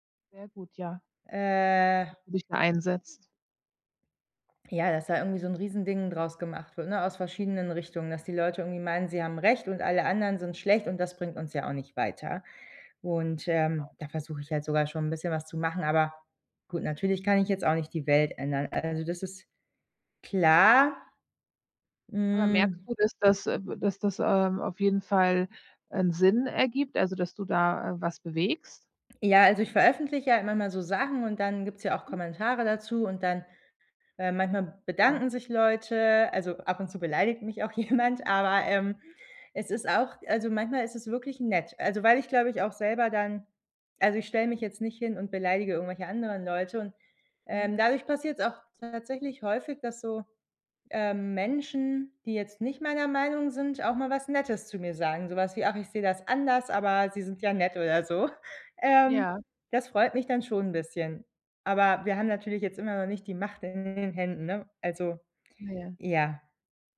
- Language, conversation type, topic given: German, advice, Wie kann ich emotionale Überforderung durch ständige Katastrophenmeldungen verringern?
- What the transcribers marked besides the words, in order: other background noise; unintelligible speech; laughing while speaking: "auch jemand"; unintelligible speech; snort